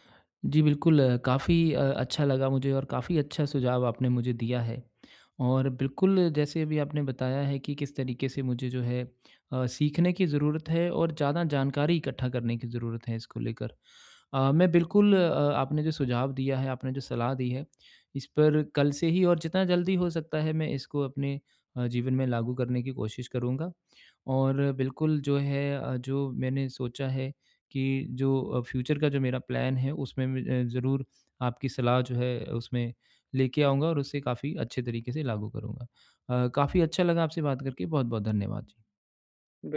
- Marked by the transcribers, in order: in English: "फ्यूचर"; in English: "प्लान"
- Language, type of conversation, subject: Hindi, advice, अप्रत्याशित बाधाओं के लिए मैं बैकअप योजना कैसे तैयार रख सकता/सकती हूँ?